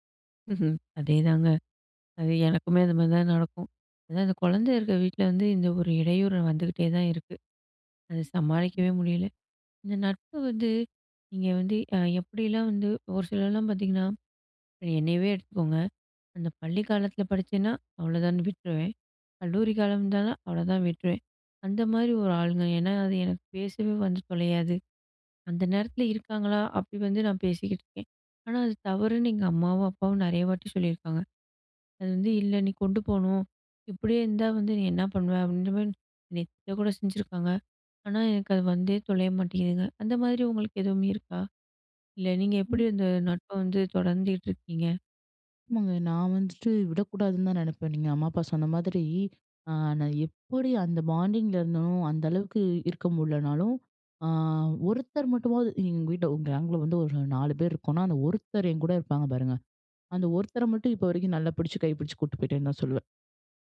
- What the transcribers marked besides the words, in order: other background noise
- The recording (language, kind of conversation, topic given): Tamil, podcast, தூரம் இருந்தாலும் நட்பு நீடிக்க என்ன வழிகள் உண்டு?